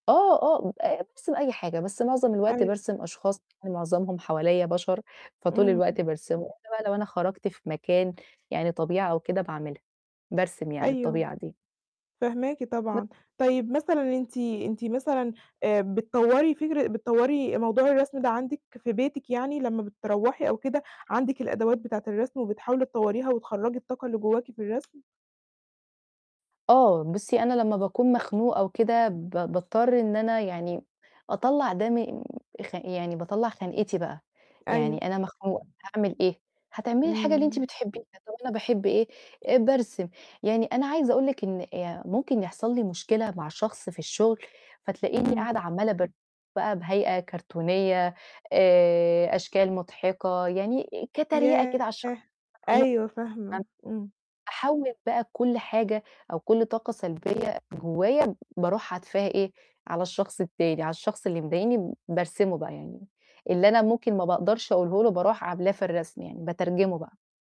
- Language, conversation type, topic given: Arabic, advice, إزاي أقدر أوازن بين التزاماتي اليومية زي الشغل أو الدراسة وهواياتي الشخصية؟
- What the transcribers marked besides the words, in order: distorted speech; other noise; unintelligible speech; tapping; other background noise; mechanical hum; unintelligible speech